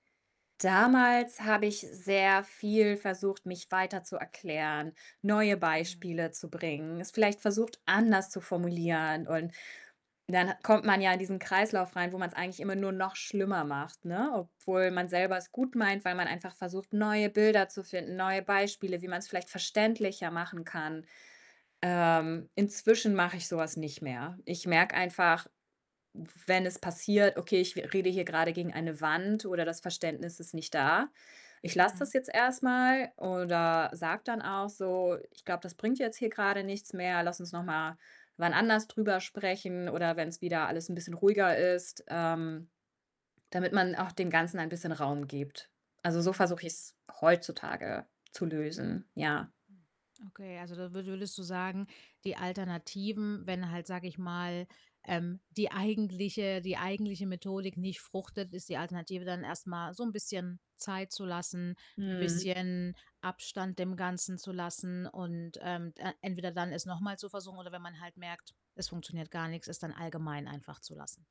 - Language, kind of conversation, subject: German, podcast, Wie kannst du Verletzungen ansprechen, ohne der anderen Person Vorwürfe zu machen?
- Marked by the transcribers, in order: distorted speech; other background noise; stressed: "noch"; tapping; static